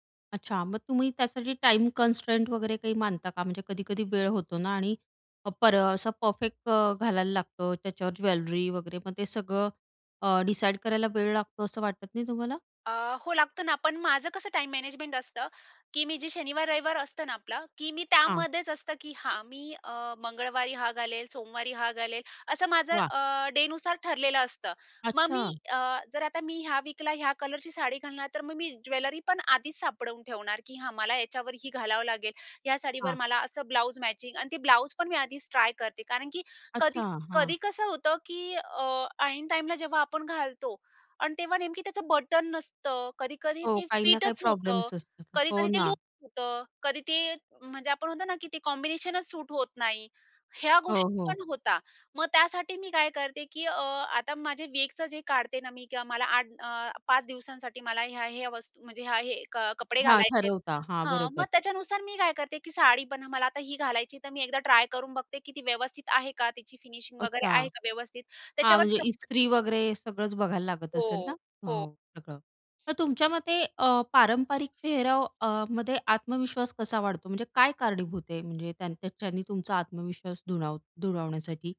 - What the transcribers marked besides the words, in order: in English: "कन्स्ट्रेंट"; tapping; other background noise; in English: "कॉम्बिनेशनच"; in English: "फिनिशिंग"
- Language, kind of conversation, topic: Marathi, podcast, साडी किंवा पारंपरिक पोशाख घातल्यावर तुम्हाला आत्मविश्वास कसा येतो?